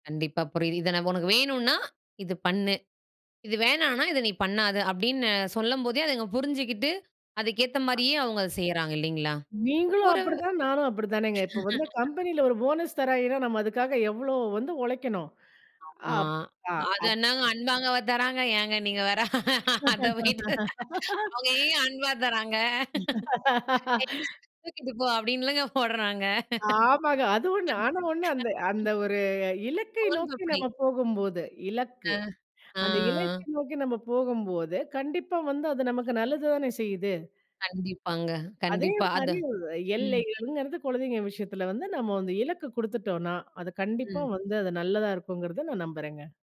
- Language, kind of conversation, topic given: Tamil, podcast, அன்பையும் தனிப்பட்ட எல்லைகளையும் நீங்கள் எப்படிச் சமநிலைப்படுத்துவீர்கள்?
- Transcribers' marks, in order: other background noise; laugh; laugh; laughing while speaking: "அத போயிட்டு. அவங்க எங்கேங்க அன்பா தராங்க என்ன தூக்கிட்டு போ அப்படின்னு இல்லைங்க போட்றாங்க"; laugh; other noise